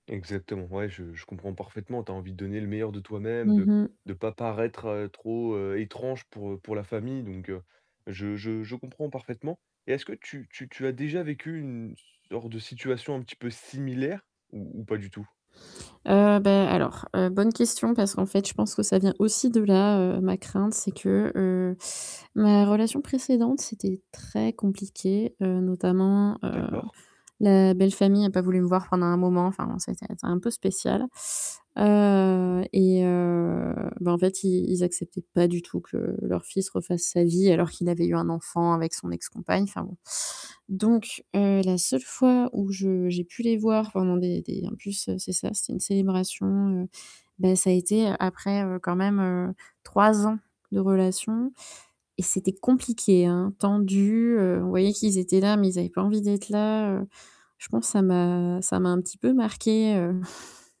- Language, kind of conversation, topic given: French, advice, Comment gérer ma peur d’être gêné ou mal à l’aise lors des célébrations ?
- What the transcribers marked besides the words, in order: static; stressed: "similaire"; stressed: "très"; chuckle